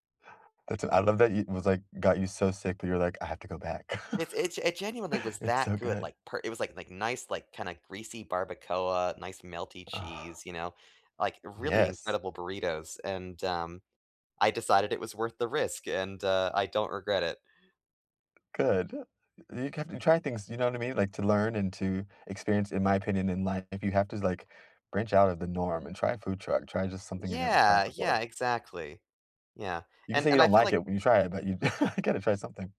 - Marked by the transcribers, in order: chuckle; in another language: "barbacoa"; chuckle
- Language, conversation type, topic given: English, unstructured, What is your favorite way to learn about a new culture?